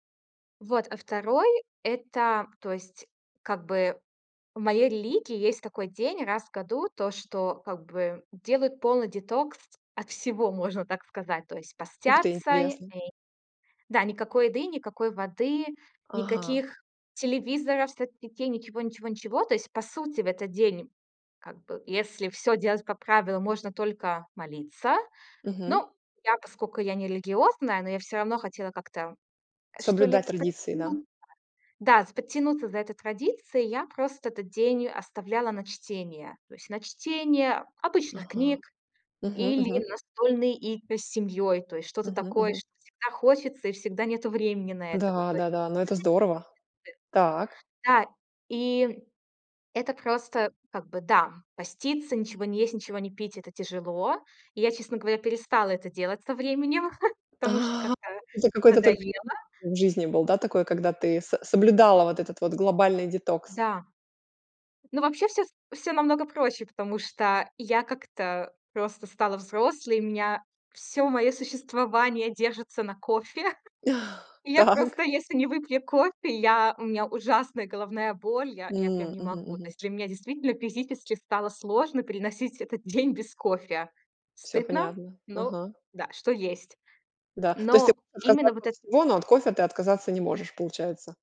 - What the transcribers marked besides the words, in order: unintelligible speech; chuckle; laughing while speaking: "кофе"; chuckle; laughing while speaking: "Так"
- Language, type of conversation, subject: Russian, podcast, Что для тебя значит цифровой детокс и как его провести?